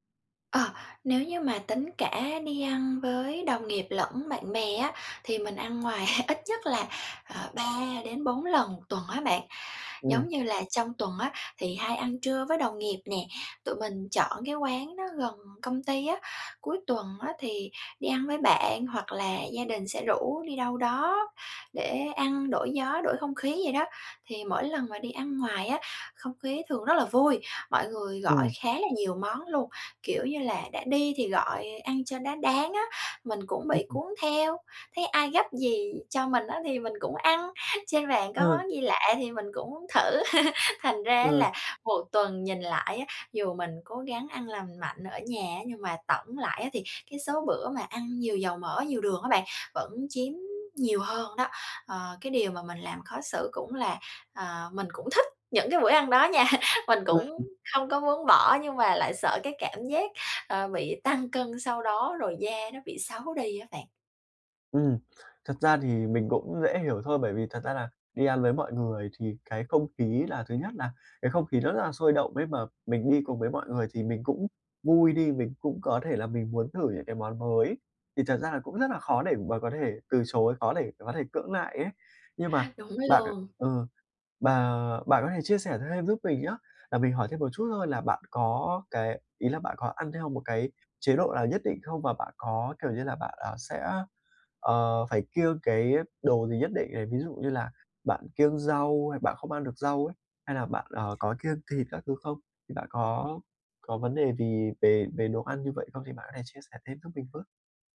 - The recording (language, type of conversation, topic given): Vietnamese, advice, Làm sao để ăn lành mạnh khi đi ăn ngoài mà vẫn tận hưởng bữa ăn?
- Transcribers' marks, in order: tapping; laughing while speaking: "ngoài"; unintelligible speech; laugh; laughing while speaking: "nha"; unintelligible speech